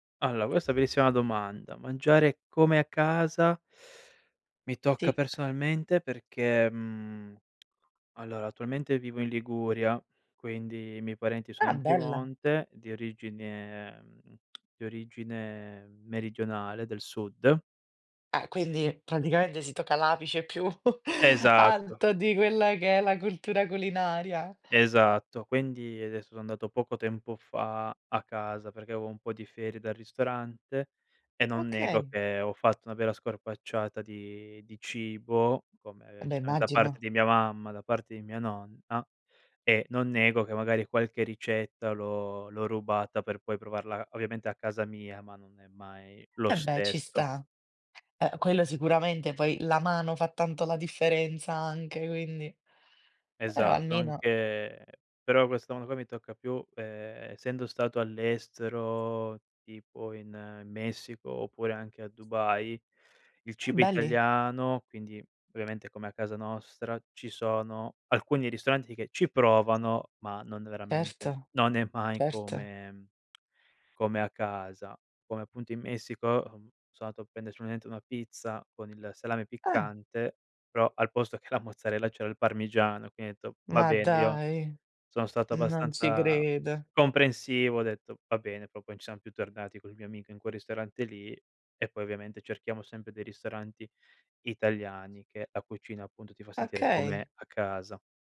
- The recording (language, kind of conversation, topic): Italian, podcast, Che cosa significa davvero per te “mangiare come a casa”?
- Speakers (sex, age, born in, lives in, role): female, 30-34, Italy, Italy, host; male, 25-29, Italy, Italy, guest
- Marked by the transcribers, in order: tapping; tongue click; chuckle; other background noise; laughing while speaking: "che"